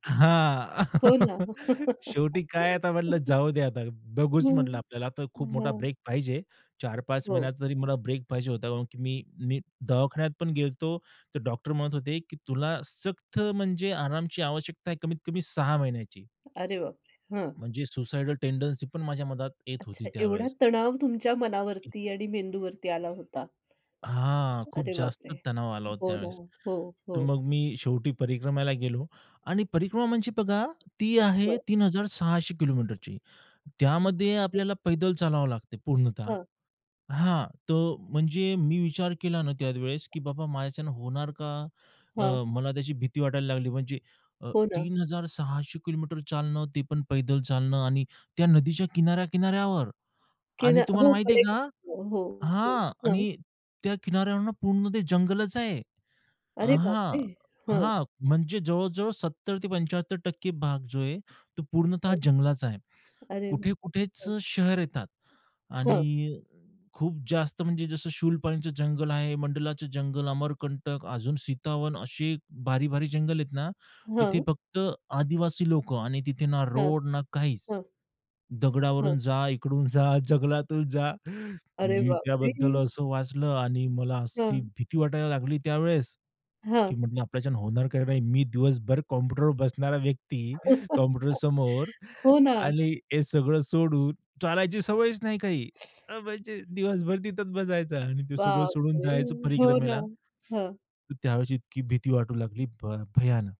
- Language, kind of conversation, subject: Marathi, podcast, आयुष्यभर आठवणीत राहिलेला कोणता प्रवास तुम्हाला आजही आठवतो?
- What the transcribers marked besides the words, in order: laugh; chuckle; "गेलो" said as "गेलतो"; in English: "सुसायडल टेंडन्सी"; other background noise; tapping; other noise; unintelligible speech; unintelligible speech; laughing while speaking: "इकडून जा, जंगलातून जा"; chuckle; teeth sucking